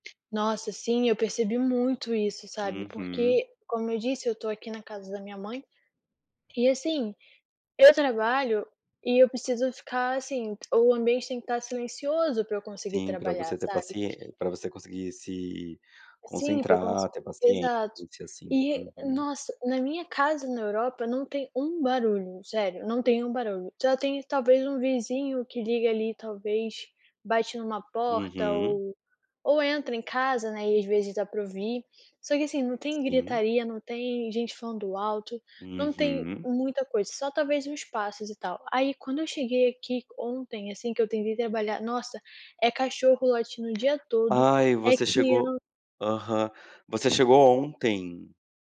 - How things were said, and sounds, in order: tapping
- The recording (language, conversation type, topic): Portuguese, podcast, Como equilibrar trabalho, família e estudos?